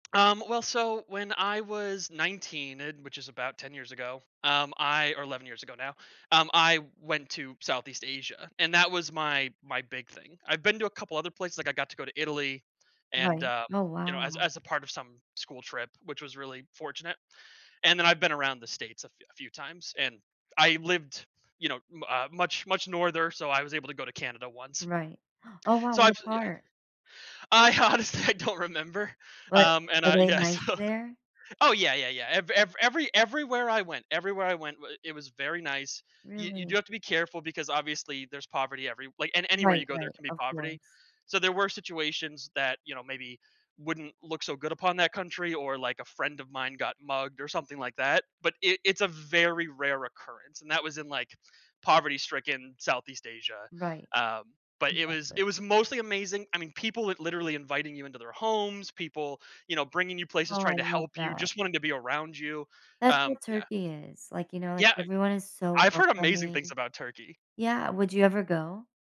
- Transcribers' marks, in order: laughing while speaking: "honestly, I don't remember"; laughing while speaking: "yeah, so"
- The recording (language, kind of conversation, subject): English, unstructured, How could being able to speak any language change the way you experience the world?
- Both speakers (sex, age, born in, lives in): female, 35-39, Turkey, United States; male, 30-34, United States, United States